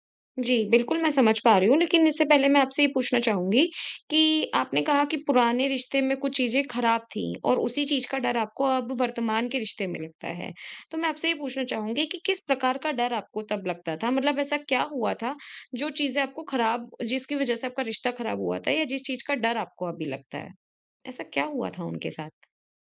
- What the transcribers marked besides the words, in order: none
- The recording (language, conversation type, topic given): Hindi, advice, पिछले रिश्ते का दर्द वर्तमान रिश्ते में आना